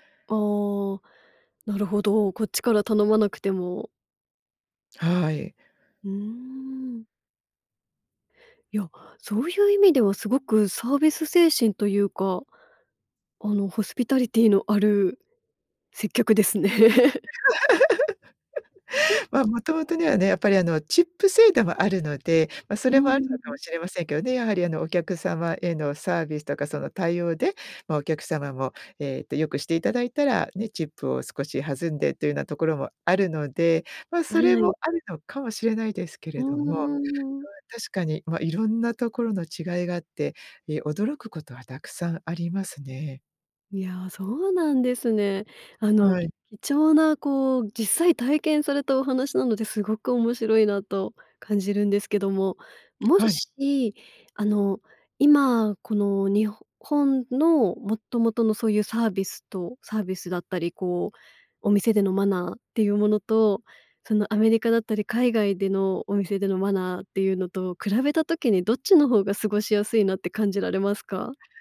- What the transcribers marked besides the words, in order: tapping; laughing while speaking: "接客ですね"; chuckle; laugh
- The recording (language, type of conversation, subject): Japanese, podcast, 食事のマナーで驚いた出来事はありますか？